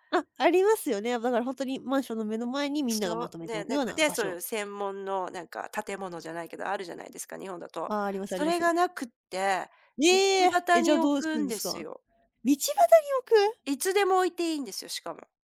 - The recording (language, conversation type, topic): Japanese, podcast, 旅先で出会った人に助けられた経験を聞かせてくれますか？
- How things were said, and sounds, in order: surprised: "ええ！"; anticipating: "道端に置く？"